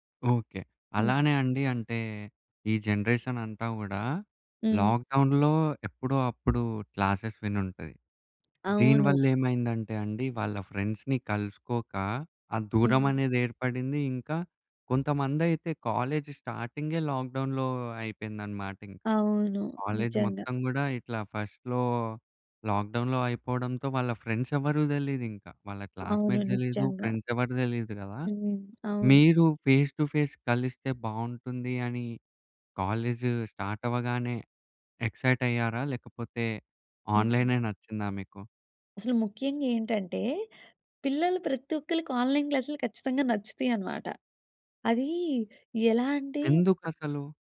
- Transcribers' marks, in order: in English: "జనరేషన్"; in English: "లాక్ డౌన్‌లో"; in English: "క్లాసెస్"; in English: "ఫ్రెండ్స్‌ని"; in English: "కాలేజ్"; in English: "లాక్ డౌన్‌లో"; in English: "కాలేజ్"; in English: "ఫస్ట్‌లో లాక్ డౌన్‌లో"; in English: "ఫ్రెండ్స్"; in English: "క్లాస్‌మేట్స్"; in English: "ఫ్రెండ్స్"; in English: "ఫేస్ టు ఫేస్"; in English: "కాలేజ్ స్టార్ట్"; in English: "ఎక్సైట్"; in English: "ఆన్‌లైన్ క్లాస్‌లు"
- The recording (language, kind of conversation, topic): Telugu, podcast, ఫేస్‌టు ఫేస్ కలవడం ఇంకా అవసరమా? అయితే ఎందుకు?